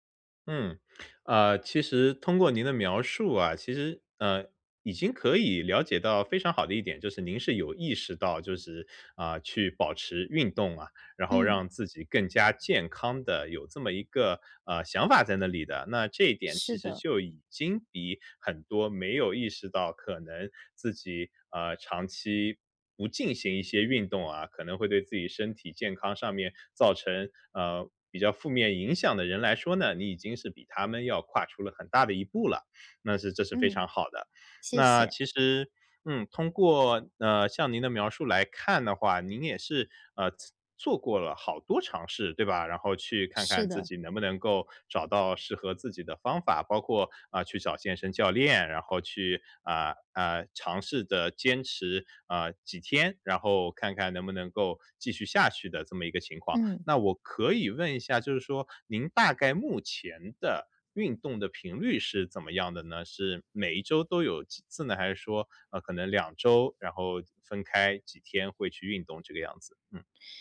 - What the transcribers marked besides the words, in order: none
- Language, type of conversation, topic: Chinese, advice, 我怎样才能建立可持续、长期稳定的健身习惯？